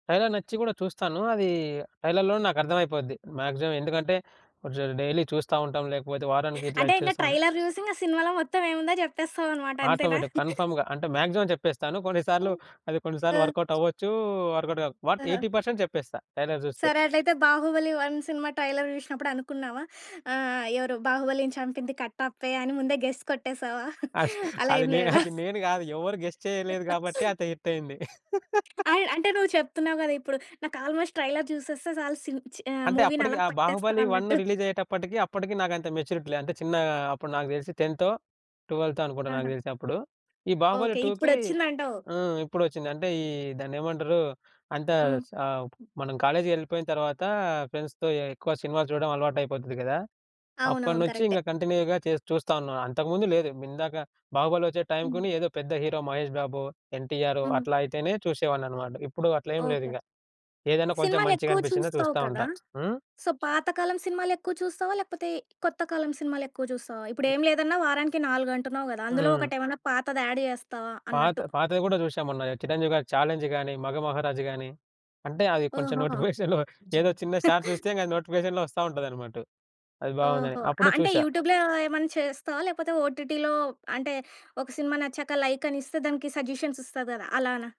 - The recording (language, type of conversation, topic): Telugu, podcast, ఏ సినిమా సన్నివేశం మీ జీవితాన్ని ఎలా ప్రభావితం చేసిందో చెప్పగలరా?
- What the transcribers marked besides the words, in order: in English: "ట్రైలర్"; in English: "ట్రైలర్‌లోనే"; in English: "మ్యాక్సిమం"; in English: "డైలీ"; in English: "ట్రైలర్"; in English: "ఆటోమేటిక్, కన్ఫర్మ్‌గా"; tapping; chuckle; in English: "మాక్సిమం"; other background noise; in English: "వర్కౌట్"; in English: "వర్కౌట్‌గాక వాట్ ఎయిటీ పర్సెంట్"; in English: "ట్రైలర్"; in English: "ట్రైలర్"; in English: "గెస్"; chuckle; giggle; in English: "గెస్"; laugh; in English: "హిట్"; laugh; in English: "ఆల్మోస్ట్ ట్రైలర్"; in English: "మూవీనలా"; in English: "రిలీజ్"; in English: "మెచ్యూరిటీ"; in English: "10థో, 12థో"; in English: "ఫ్రెండ్స్‌తో"; in English: "కంటిన్యూగా"; in English: "సో"; in English: "యాడ్"; laughing while speaking: "నోటిఫికేషన్‌లో"; in English: "నోటిఫికేషన్‌లో"; in English: "షార్ట్"; chuckle; in English: "నోటిఫికేషన్‌లో"; in English: "యూట్యూబ్‌లో"; in English: "ఓటీటీలో"; in English: "లైక్"; in English: "సజెషన్స్"